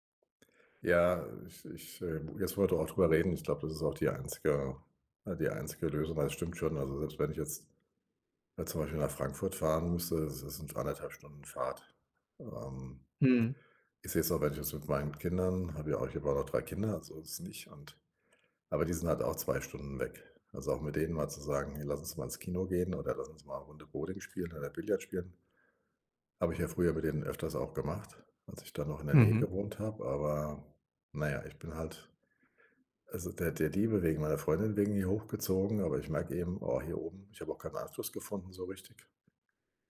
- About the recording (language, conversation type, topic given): German, advice, Wie kann ich mit Einsamkeit trotz Arbeit und Alltag besser umgehen?
- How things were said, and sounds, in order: other background noise